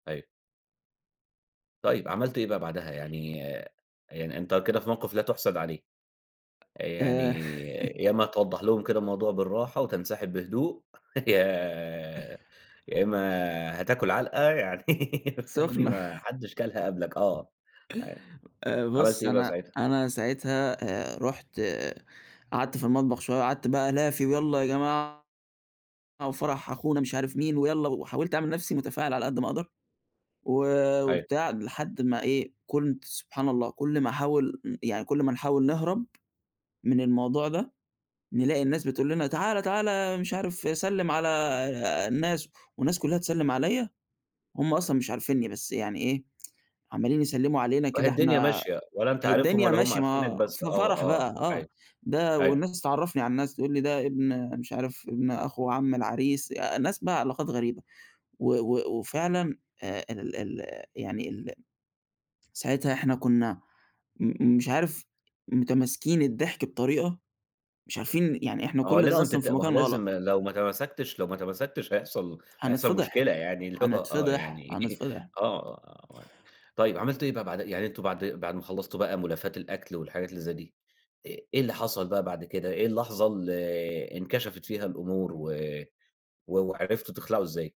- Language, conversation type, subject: Arabic, podcast, إحكي عن موقف ضحكتوا فيه كلكم سوا؟
- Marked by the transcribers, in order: tapping; laugh; laugh; laughing while speaking: "يعني"; laugh; tsk; laughing while speaking: "اللي هو"; laughing while speaking: "يعني"